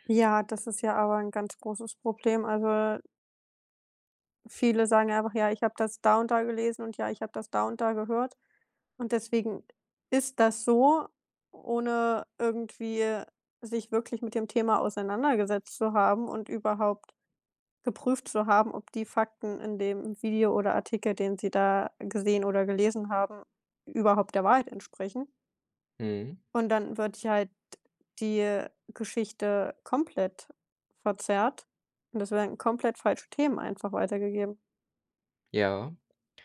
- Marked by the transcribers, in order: none
- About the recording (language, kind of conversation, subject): German, unstructured, Was ärgert dich am meisten an der Art, wie Geschichte erzählt wird?